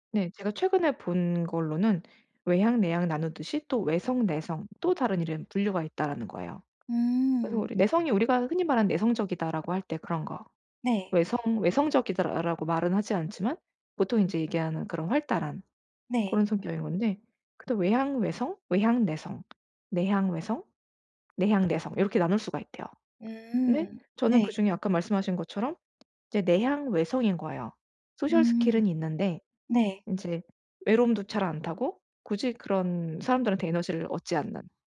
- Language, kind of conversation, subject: Korean, advice, 파티나 친구 모임에서 자주 느끼는 사회적 불편함을 어떻게 관리하면 좋을까요?
- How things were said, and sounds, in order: other background noise; tapping; in English: "소셜 스킬은"